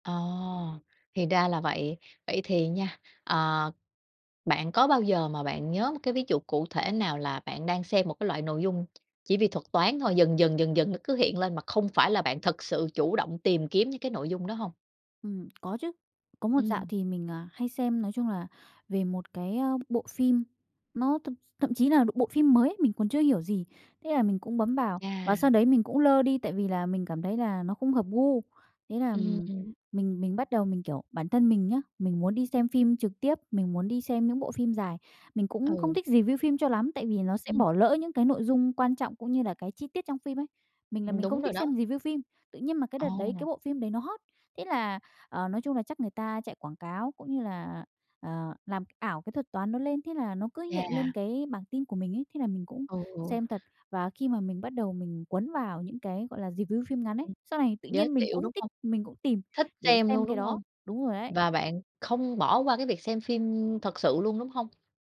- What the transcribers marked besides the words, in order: tapping; in English: "review"; in English: "review"; in English: "review"
- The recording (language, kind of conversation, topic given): Vietnamese, podcast, Bạn thấy thuật toán ảnh hưởng đến gu xem của mình như thế nào?